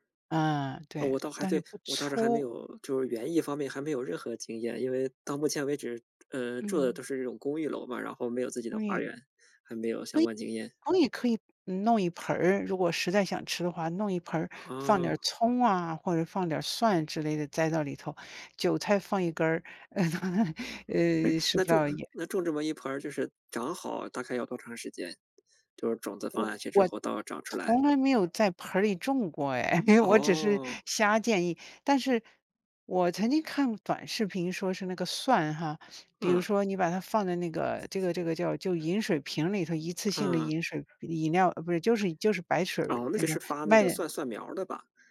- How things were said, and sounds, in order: tapping; laugh; laughing while speaking: "因为"
- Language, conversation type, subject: Chinese, unstructured, 你最喜欢的家常菜是什么？
- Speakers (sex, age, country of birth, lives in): female, 60-64, China, United States; male, 35-39, China, Germany